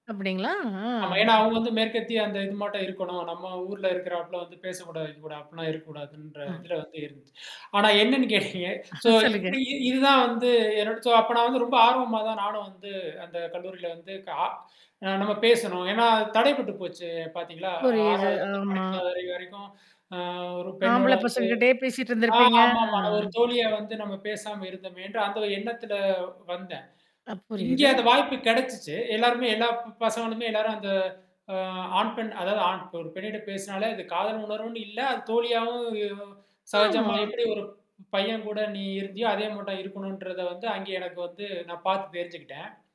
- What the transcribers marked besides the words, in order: laughing while speaking: "ஆ, சொல்லுங்க"; chuckle; in English: "சோ"; in English: "சோ"
- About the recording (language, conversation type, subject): Tamil, podcast, நீங்கள் எப்போது எடுத்த முடிவைப் பற்றி வருந்தினீர்கள்?